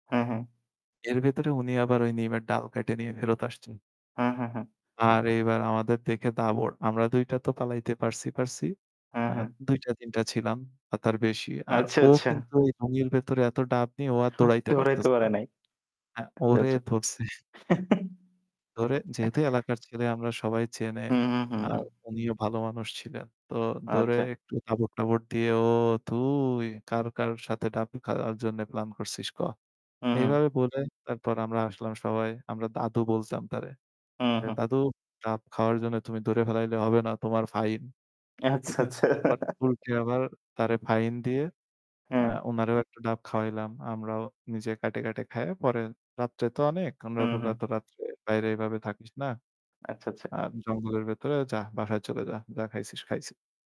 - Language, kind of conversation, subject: Bengali, unstructured, আপনার স্কুলজীবনের সবচেয়ে প্রিয় স্মৃতি কোনটি?
- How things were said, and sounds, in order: static; distorted speech; tapping; chuckle; other background noise; laughing while speaking: "আচ্ছা, আচ্ছা"; chuckle; unintelligible speech; chuckle; unintelligible speech